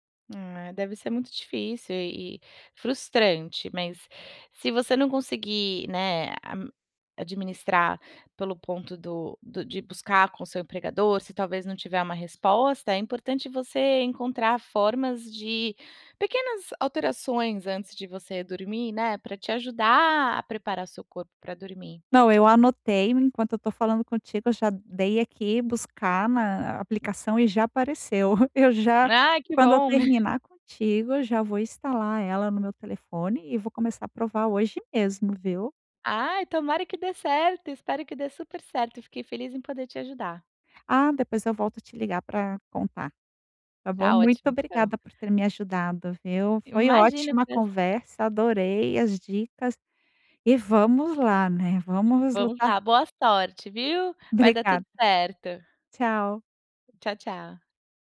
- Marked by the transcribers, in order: tapping; chuckle
- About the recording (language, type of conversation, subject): Portuguese, advice, Como a ansiedade atrapalha seu sono e seu descanso?